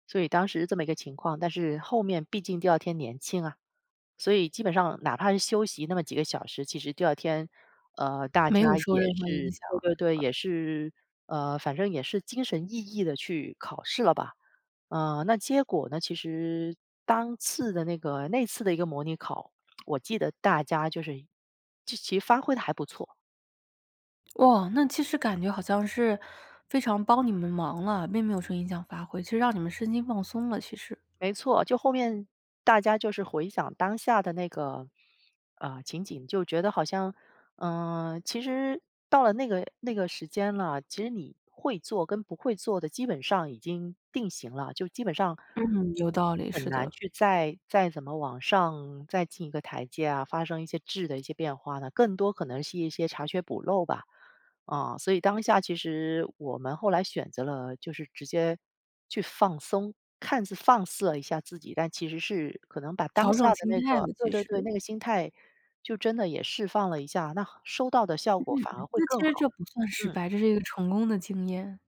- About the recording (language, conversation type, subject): Chinese, podcast, 你能分享一次和同学一起熬夜备考的经历吗？
- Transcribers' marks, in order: other background noise